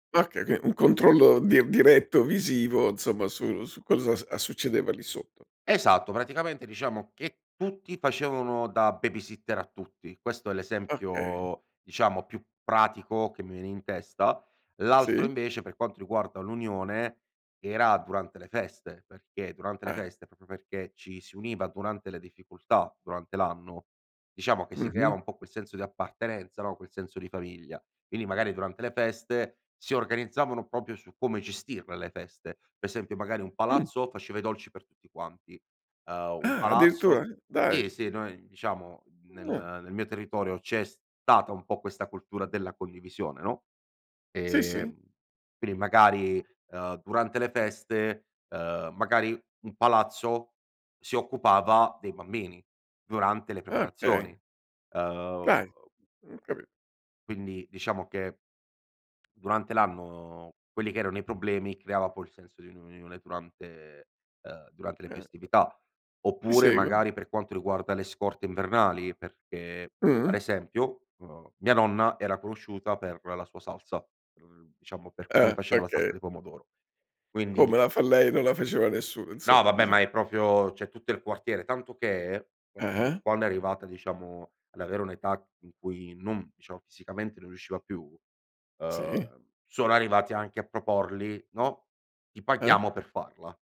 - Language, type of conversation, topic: Italian, podcast, Quali valori dovrebbero unire un quartiere?
- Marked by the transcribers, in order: "okay" said as "kay"; "insomma" said as "nsomma"; "famiglia" said as "faviglia"; "Quindi" said as "Chindi"; "proprio" said as "propio"; "Per" said as "Pe"; surprised: "Ah, addirittura?"; "proprio" said as "propio"; "cioè" said as "ceh"; unintelligible speech